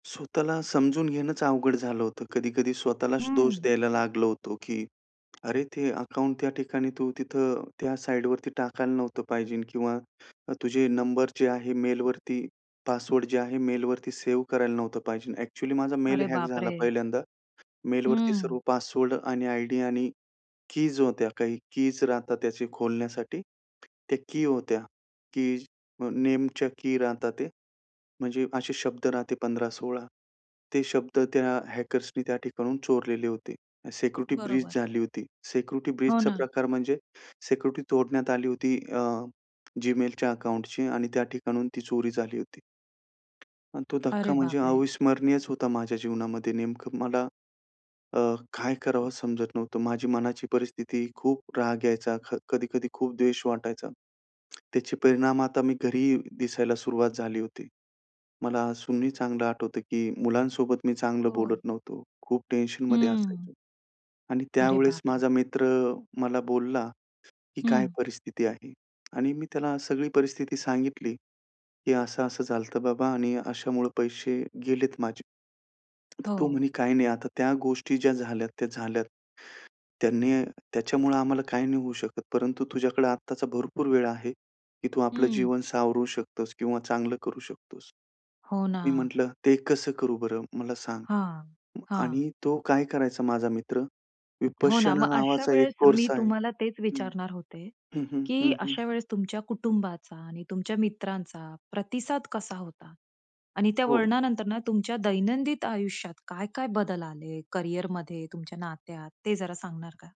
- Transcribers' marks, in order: tapping; "पाहिजे" said as "पाहिजेन"; in English: "हॅक"; other background noise; in English: "हॅकर्सनी"; in English: "सिक्युरिटी ब्रीच"; in English: "सिक्युरिटी ब्रीचचा"; other noise; "दैनंदिन" said as "दैनंदित"
- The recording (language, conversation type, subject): Marathi, podcast, तुमच्या आयुष्यातला सर्वात मोठा वळणाचा क्षण कोणता होता?